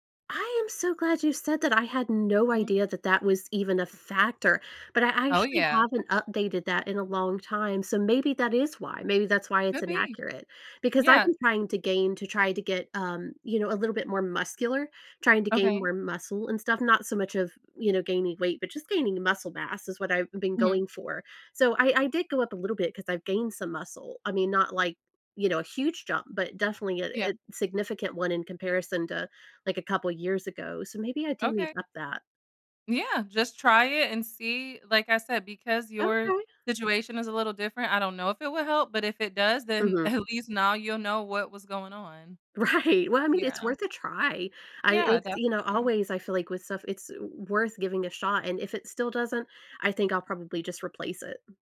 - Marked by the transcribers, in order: other background noise; laughing while speaking: "then, at least"; laughing while speaking: "Right"
- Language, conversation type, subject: English, unstructured, How do I decide to try a new trend, class, or gadget?